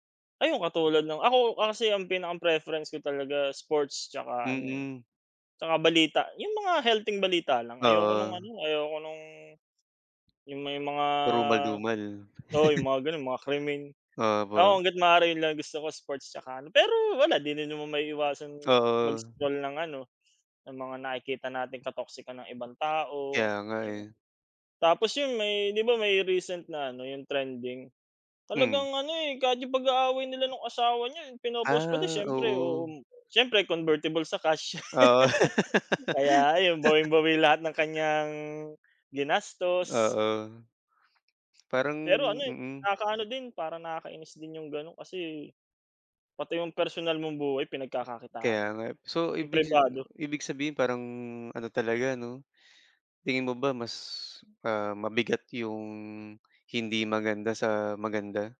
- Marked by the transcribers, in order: chuckle; other background noise; laugh; tapping
- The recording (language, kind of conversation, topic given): Filipino, unstructured, Paano mo tinitingnan ang epekto ng social media sa kalusugan ng isip?